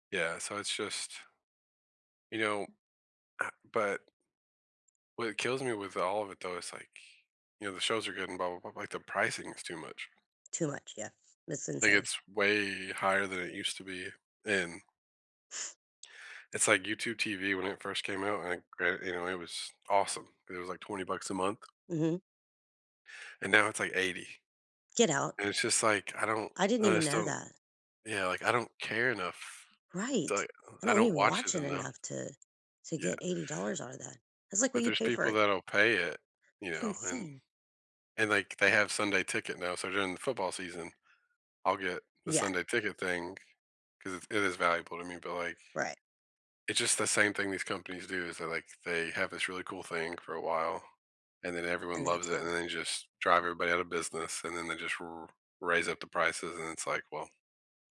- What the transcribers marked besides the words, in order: other background noise; drawn out: "way"; tapping; unintelligible speech
- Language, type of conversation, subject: English, unstructured, How are global streaming wars shaping what you watch and your local culture?